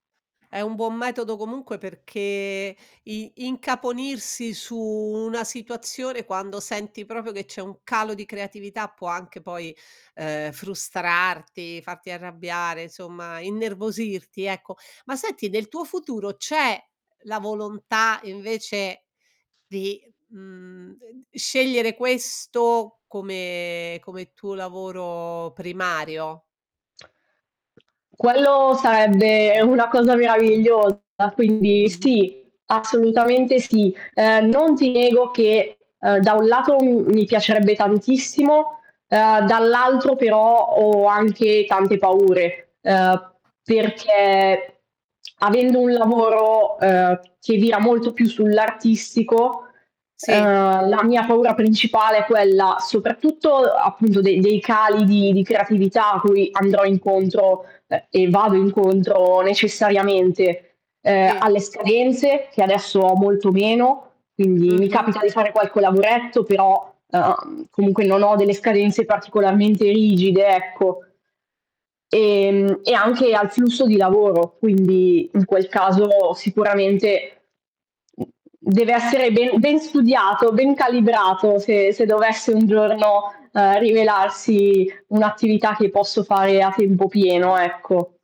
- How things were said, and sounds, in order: tapping; static; distorted speech; other background noise
- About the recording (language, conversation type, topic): Italian, podcast, Quale esperienza ti ha fatto crescere creativamente?